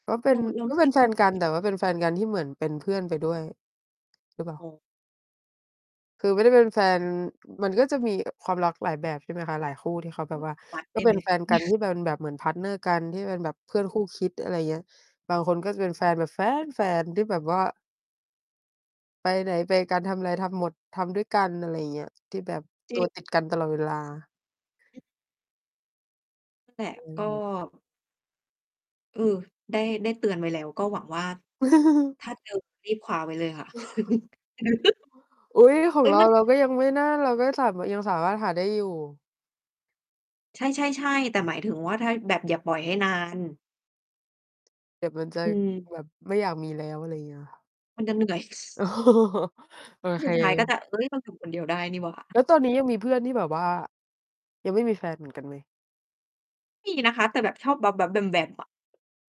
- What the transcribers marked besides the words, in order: distorted speech; mechanical hum; chuckle; in English: "พาร์ตเนอร์"; chuckle; cough; laugh; chuckle; chuckle
- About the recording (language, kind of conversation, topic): Thai, unstructured, การได้พบเพื่อนเก่า ๆ ทำให้คุณรู้สึกอย่างไร?